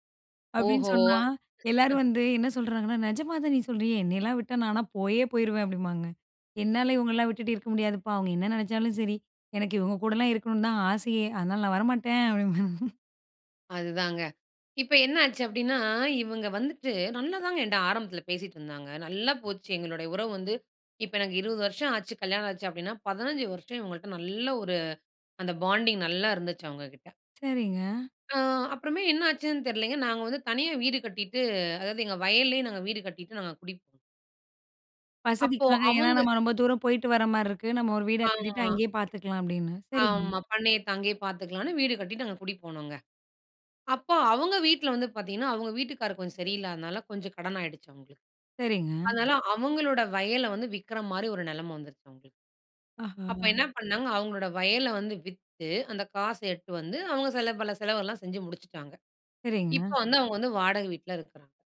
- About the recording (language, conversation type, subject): Tamil, podcast, உறவுகளில் மாற்றங்கள் ஏற்படும் போது நீங்கள் அதை எப்படிச் சமாளிக்கிறீர்கள்?
- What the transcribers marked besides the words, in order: laugh; laugh; in English: "பாண்டிங்"; drawn out: "ஆமா"; "தங்கி" said as "தாங்கி"; other background noise